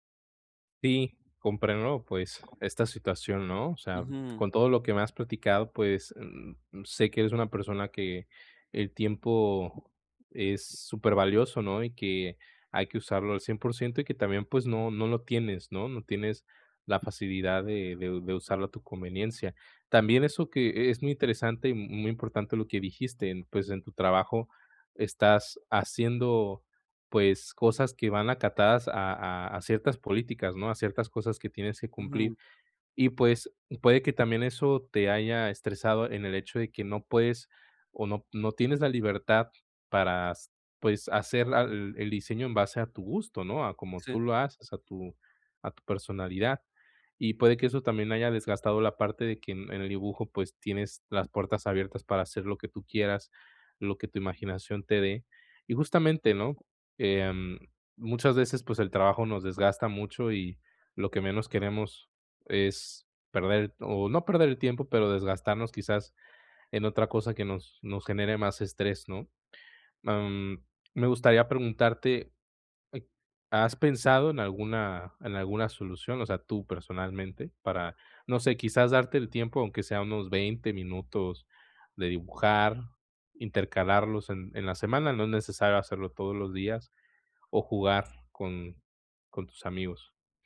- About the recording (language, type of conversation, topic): Spanish, advice, ¿Cómo puedo volver a conectar con lo que me apasiona si me siento desconectado?
- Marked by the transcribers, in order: none